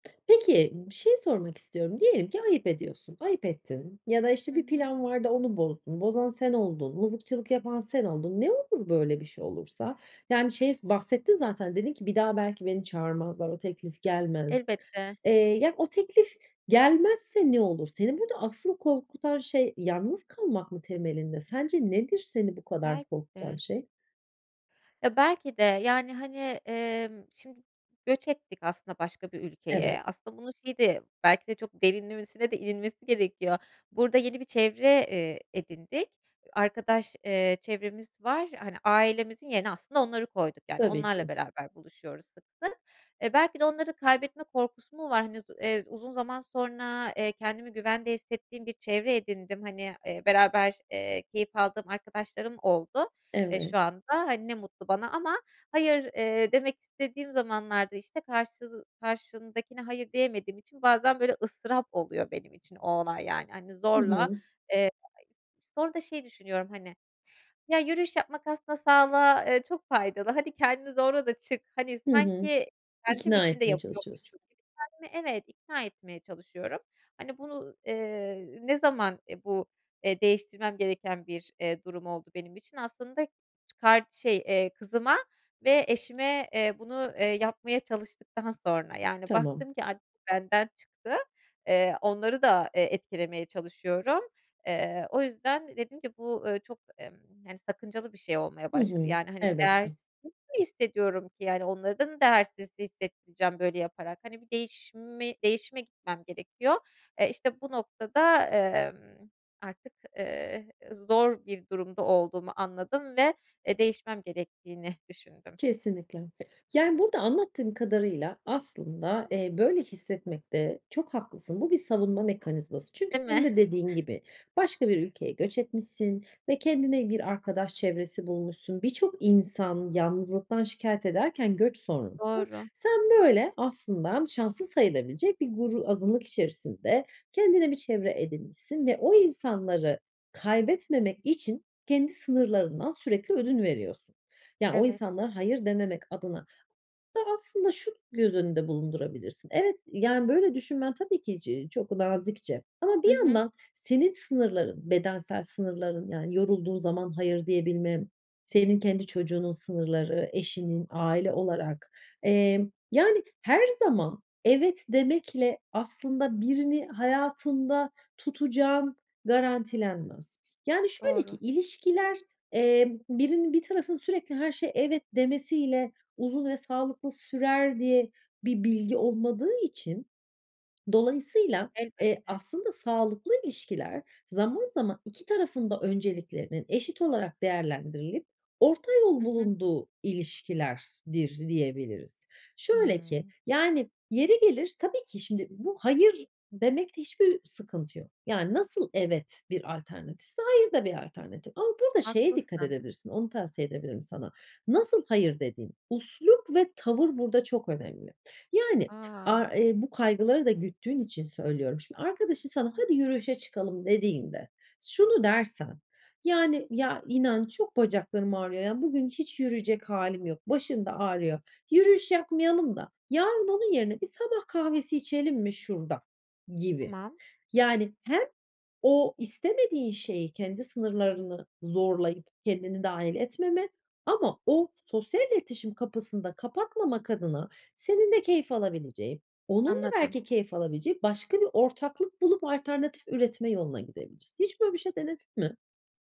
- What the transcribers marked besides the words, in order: tapping; unintelligible speech; other noise; other background noise
- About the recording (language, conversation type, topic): Turkish, advice, Başkalarının taleplerine sürekli evet dediğim için sınır koymakta neden zorlanıyorum?